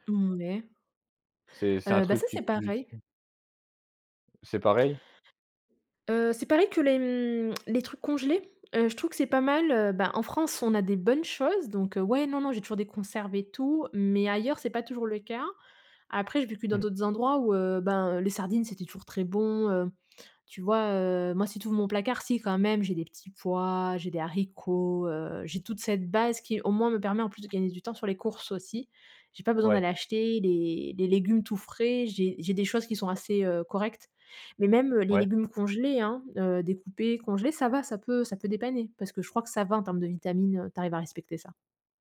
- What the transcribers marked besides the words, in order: none
- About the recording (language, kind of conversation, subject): French, podcast, Comment t’organises-tu pour cuisiner quand tu as peu de temps ?